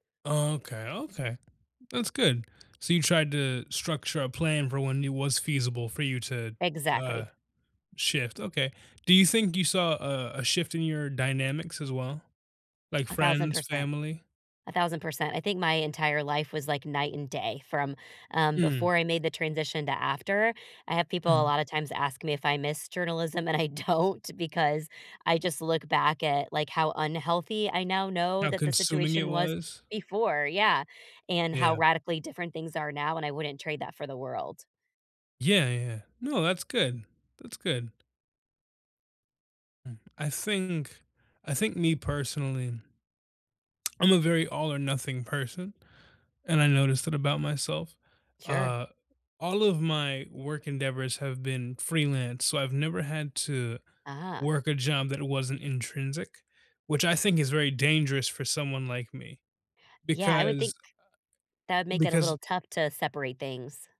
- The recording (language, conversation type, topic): English, unstructured, How can I balance work and personal life?
- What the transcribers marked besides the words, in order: laughing while speaking: "I don't"; tapping